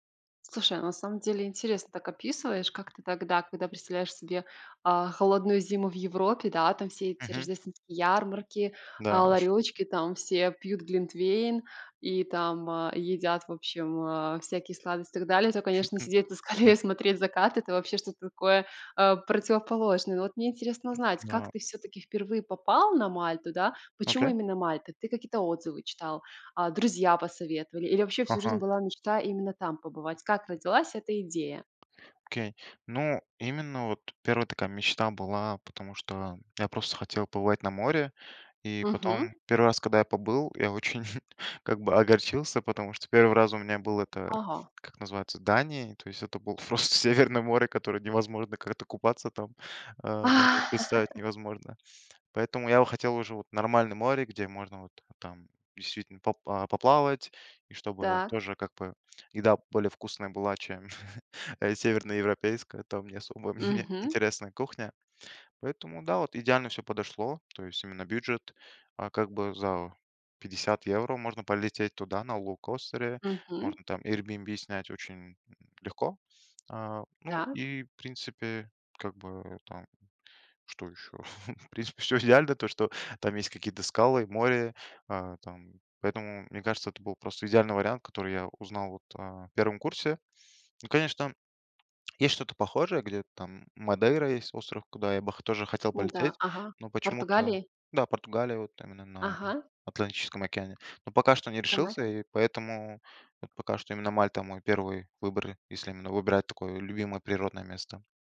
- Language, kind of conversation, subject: Russian, podcast, Почему для вас важно ваше любимое место на природе?
- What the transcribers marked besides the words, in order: other noise; laughing while speaking: "на скале"; chuckle; tapping; chuckle; laughing while speaking: "просто северное море"; laugh; chuckle; chuckle; chuckle; laughing while speaking: "В принципе, всё идеально, то что"